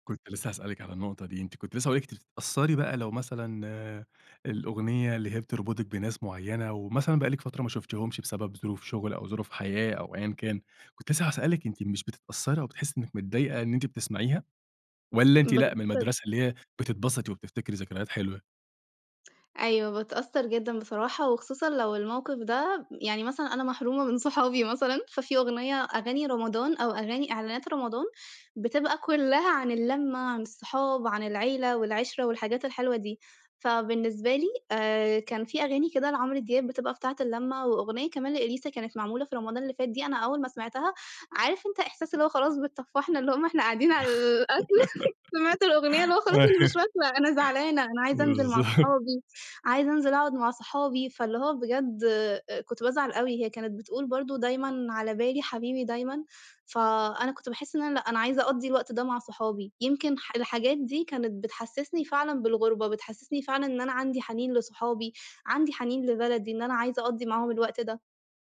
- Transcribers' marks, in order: tapping; laugh; laughing while speaking: "سمعت الأغنية اللي هو خلاص أنا مش واكلة"; laughing while speaking: "بالضبط"
- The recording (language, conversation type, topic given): Arabic, podcast, إيه الأغنية اللي مرتبطة بعيلتك؟